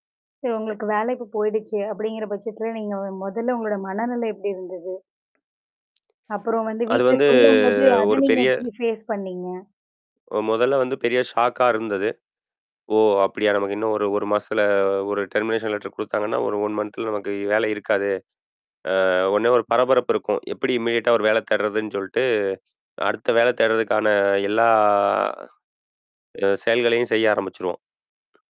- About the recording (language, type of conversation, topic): Tamil, podcast, வேலை இழப்புக்குப் பிறகு ஏற்படும் மன அழுத்தத்தையும் உணர்ச்சிகளையும் நீங்கள் எப்படி சமாளிப்பீர்கள்?
- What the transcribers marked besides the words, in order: other background noise; drawn out: "வந்து"; distorted speech; in English: "ஃபேஸ்"; in English: "ஷாக்கா"; in English: "டெர்மினேஷன் லெட்டர்"; in English: "மன்த்துல"; in English: "இமீடியேட்டா"